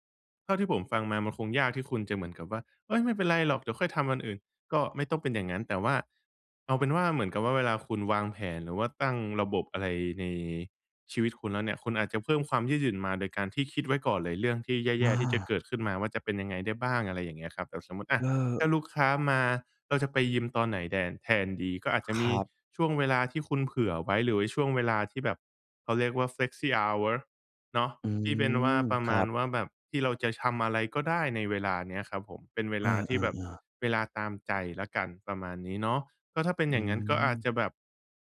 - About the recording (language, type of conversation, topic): Thai, advice, ฉันจะสร้างความยืดหยุ่นทางจิตใจได้อย่างไรเมื่อเจอการเปลี่ยนแปลงและความไม่แน่นอนในงานและชีวิตประจำวันบ่อยๆ?
- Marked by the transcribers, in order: in English: "flexi hour"